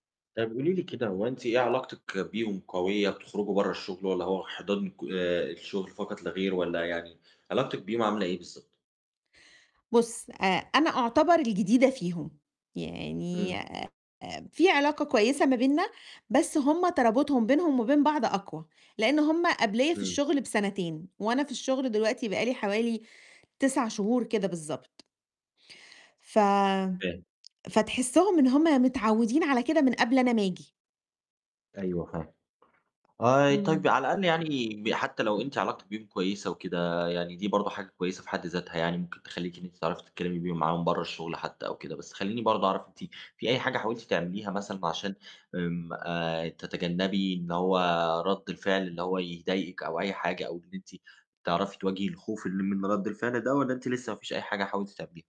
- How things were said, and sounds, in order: tapping
- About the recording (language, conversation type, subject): Arabic, advice, إزاي أبدأ أدي ملاحظات بنّاءة لزمايلي من غير ما أخاف من رد فعلهم؟